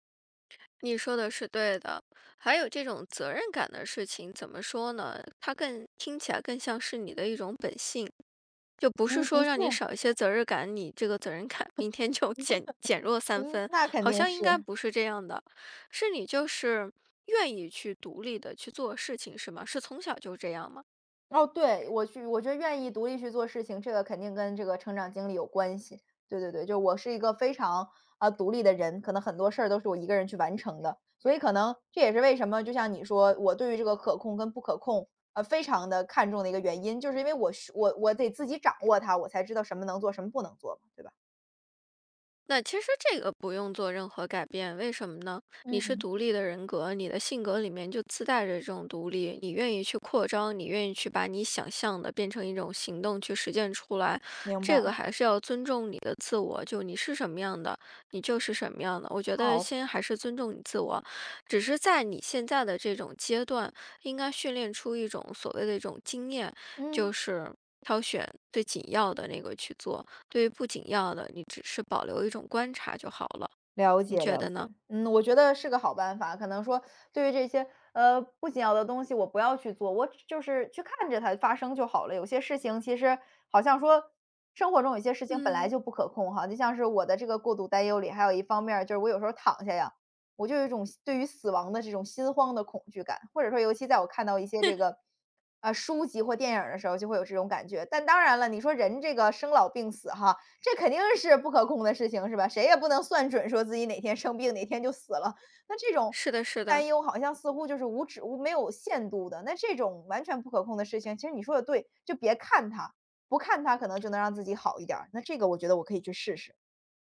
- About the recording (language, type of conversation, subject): Chinese, advice, 我想停止过度担心，但不知道该从哪里开始，该怎么办？
- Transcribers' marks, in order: tapping; laughing while speaking: "责任感明天就"; laugh; laugh; other background noise